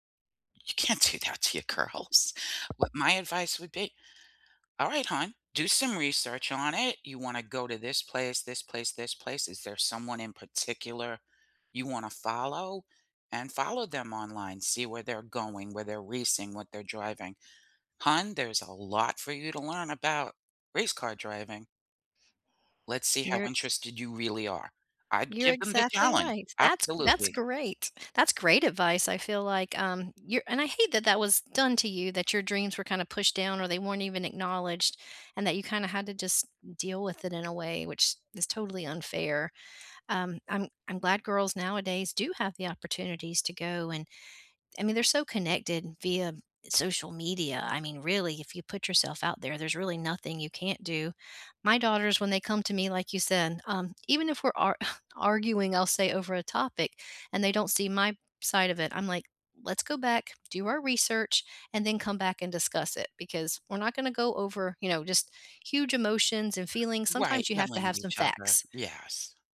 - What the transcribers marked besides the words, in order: other background noise; laughing while speaking: "girls"; tapping; chuckle
- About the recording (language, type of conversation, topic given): English, unstructured, What’s a dream you’ve had to give up on?
- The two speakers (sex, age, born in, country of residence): female, 45-49, United States, United States; female, 60-64, United States, United States